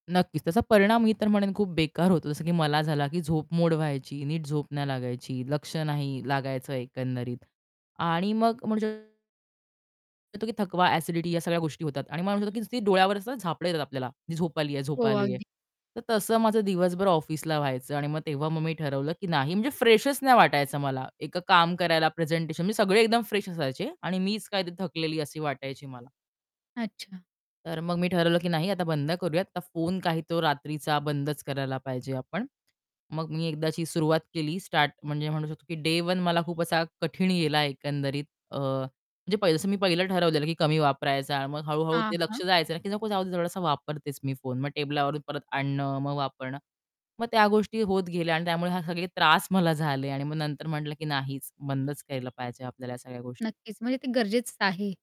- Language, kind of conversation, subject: Marathi, podcast, झोपण्यापूर्वी फोन वापरणं टाळण्याची तुमची सवय आहे का?
- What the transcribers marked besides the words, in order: distorted speech; static; in English: "फ्रेशच"; in English: "फ्रेश"; tapping; horn; other background noise